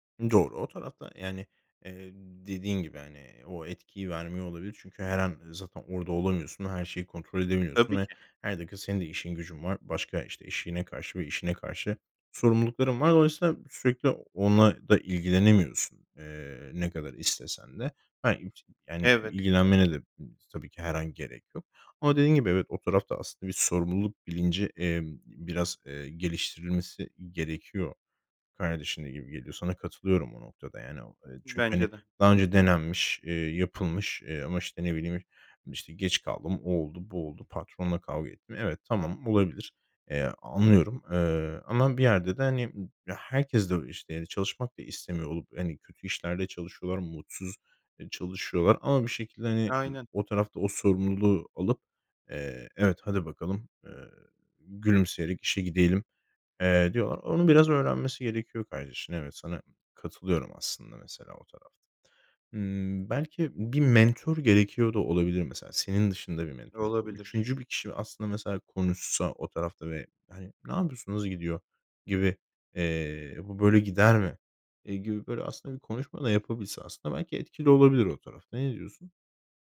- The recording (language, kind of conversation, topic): Turkish, advice, Aile içi maddi destek beklentileri yüzünden neden gerilim yaşıyorsunuz?
- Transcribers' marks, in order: unintelligible speech; tapping